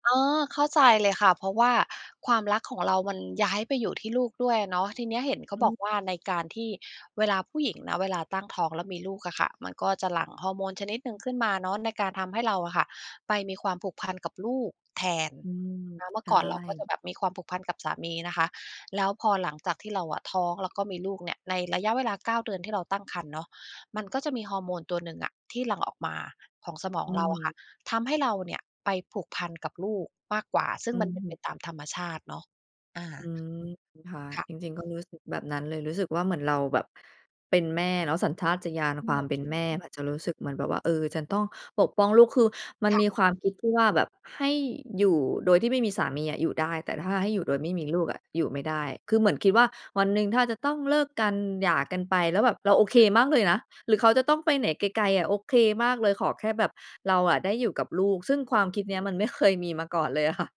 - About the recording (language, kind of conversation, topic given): Thai, advice, ความสัมพันธ์ของคุณเปลี่ยนไปอย่างไรหลังจากมีลูก?
- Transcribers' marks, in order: other background noise; unintelligible speech; laughing while speaking: "เคย"; laughing while speaking: "ค่ะ"